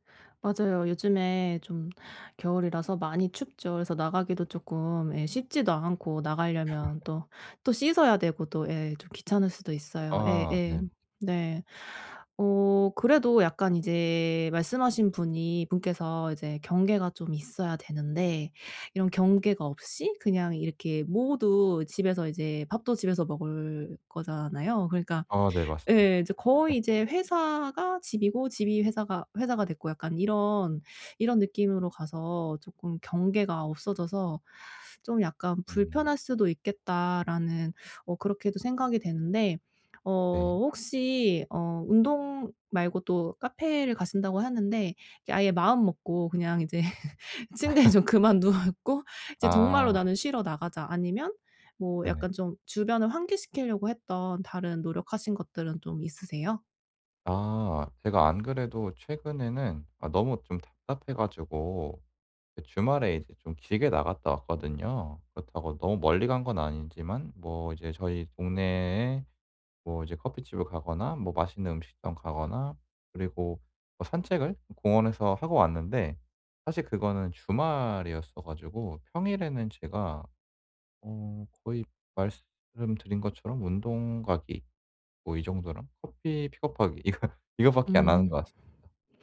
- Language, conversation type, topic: Korean, advice, 집에서 긴장을 풀고 편하게 쉴 수 있는 방법은 무엇인가요?
- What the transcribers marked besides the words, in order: other background noise; laugh; laugh; laughing while speaking: "이제 '침대에 좀 그만 눕고"; laugh; laughing while speaking: "이거"